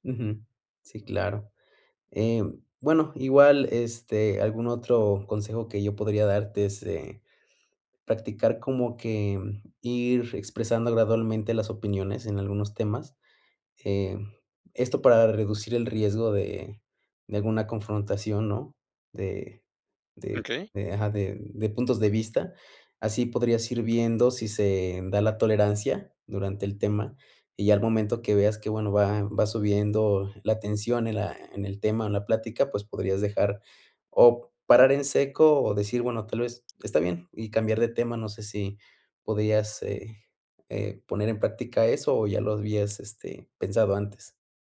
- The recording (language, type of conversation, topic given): Spanish, advice, ¿Cuándo ocultas tus opiniones para evitar conflictos con tu familia o con tus amigos?
- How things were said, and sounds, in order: tapping